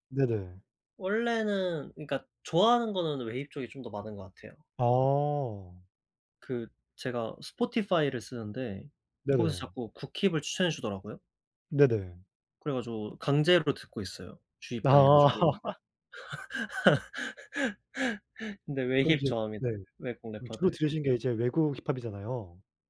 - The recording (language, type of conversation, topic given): Korean, unstructured, 스트레스를 받을 때 보통 어떻게 푸세요?
- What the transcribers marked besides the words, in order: other background noise; in English: "spotify"; tapping; laugh